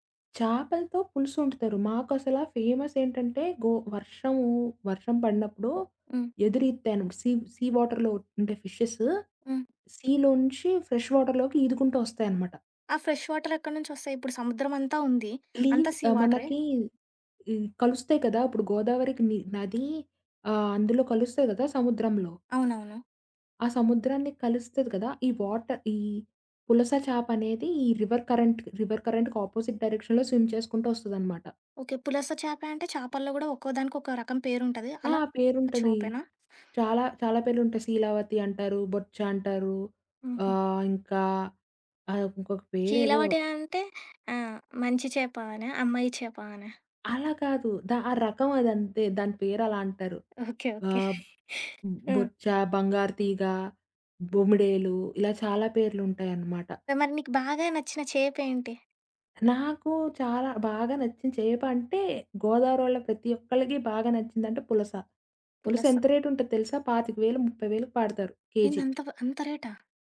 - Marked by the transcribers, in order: in English: "ఫేమస్"; in English: "సీ సీ వాటర్‌లో"; in English: "ఫిషెస్. సీలోంచి ఫ్రెష్ వాటర్‌లోకి"; in English: "ఫ్రెష్ వాటర్"; in English: "సీ"; tapping; in English: "వాటర్"; in English: "రివర్ కరెంట్ రివర్ కరెంట్‌కి ఆపోజిట్ డైరెక్షన్‌లో స్విమ్"; other background noise; laughing while speaking: "ఓకే. ఓకే"
- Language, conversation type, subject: Telugu, podcast, మత్స్య ఉత్పత్తులను సుస్థిరంగా ఎంపిక చేయడానికి ఏమైనా సూచనలు ఉన్నాయా?